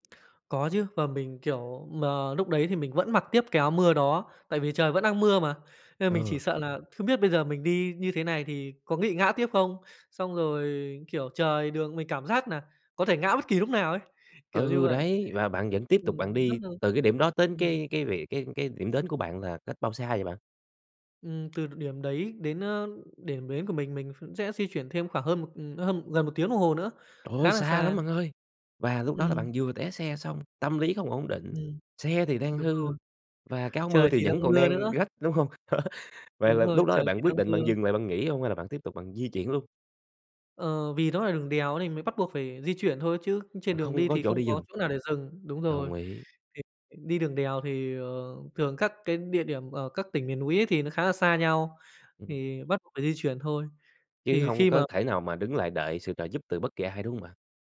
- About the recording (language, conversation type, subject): Vietnamese, podcast, Bạn có thể kể về một tai nạn nhỏ mà từ đó bạn rút ra được một bài học lớn không?
- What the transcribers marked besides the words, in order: tapping; other background noise; "đến" said as "tến"; laugh; unintelligible speech; unintelligible speech